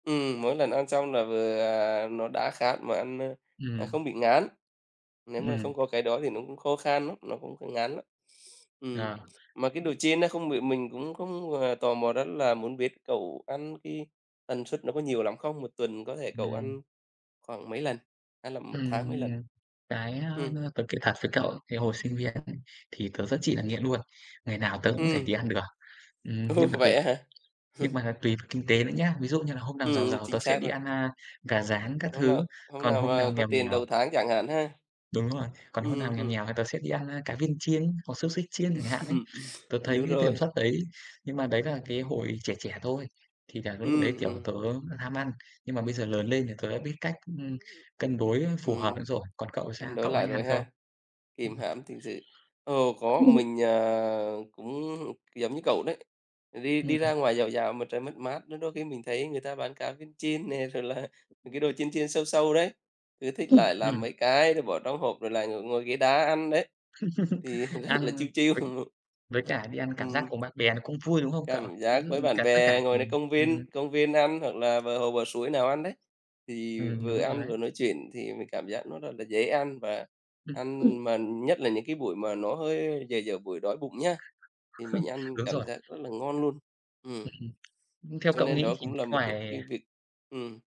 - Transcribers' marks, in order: tapping; other background noise; unintelligible speech; laughing while speaking: "Ồ"; laugh; laugh; other noise; "đối" said as "bối"; unintelligible speech; drawn out: "à"; unintelligible speech; unintelligible speech; laughing while speaking: "là"; unintelligible speech; laugh; laughing while speaking: "à, rất"; in English: "chill chill"; laugh; chuckle; unintelligible speech
- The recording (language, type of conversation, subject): Vietnamese, unstructured, Tại sao nhiều người vẫn thích ăn đồ chiên ngập dầu dù biết không tốt?